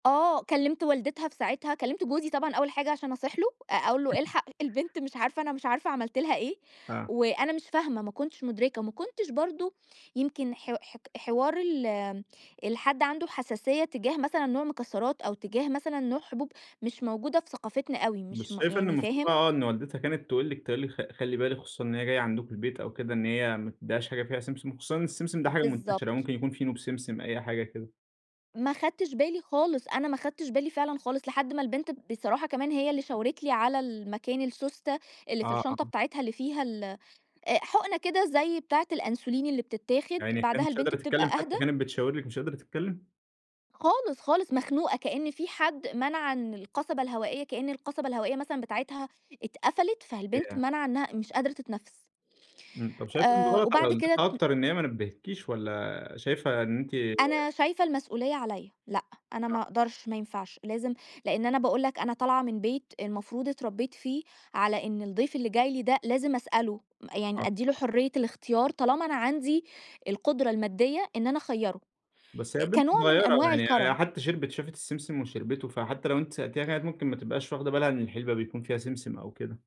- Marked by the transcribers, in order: other background noise
- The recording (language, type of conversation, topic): Arabic, podcast, إنتوا عادةً بتستقبلوا الضيف بالأكل إزاي؟